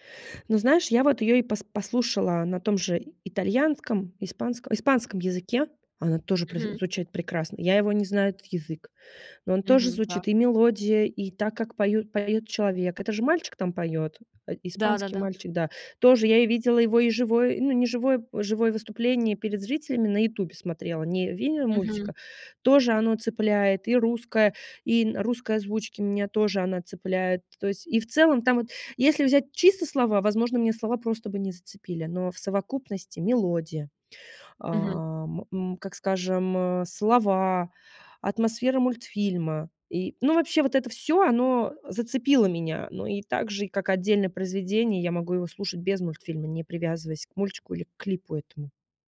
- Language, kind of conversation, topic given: Russian, podcast, Какая песня заставляет тебя плакать и почему?
- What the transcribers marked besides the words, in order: tapping; other background noise